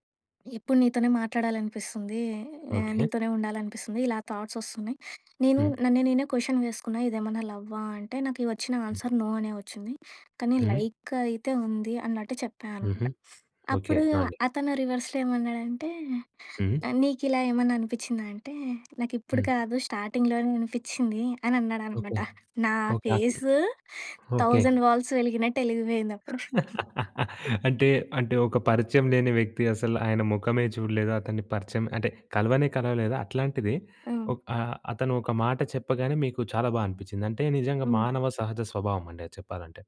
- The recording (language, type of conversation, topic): Telugu, podcast, ఆన్‌లైన్ పరిచయాలను వాస్తవ సంబంధాలుగా ఎలా మార్చుకుంటారు?
- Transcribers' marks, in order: in English: "థాట్స్"; in English: "క్వషన్"; other noise; in English: "ఆన్సర్ నో"; in English: "లైక్"; in English: "రివర్స్‌లో"; in English: "స్టార్టింగ్‍లోనే"; in English: "ఫేస్ థౌసండ్ వాల్ట్స్"; laugh; chuckle